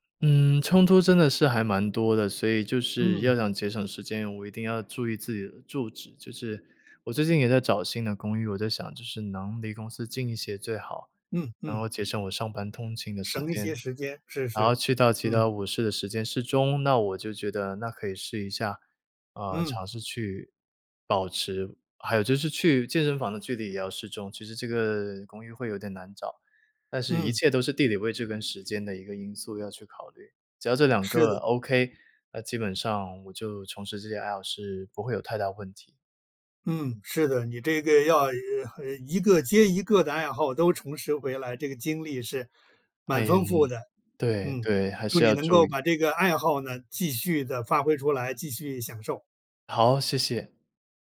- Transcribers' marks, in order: other background noise
- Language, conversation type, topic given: Chinese, podcast, 重拾爱好的第一步通常是什么？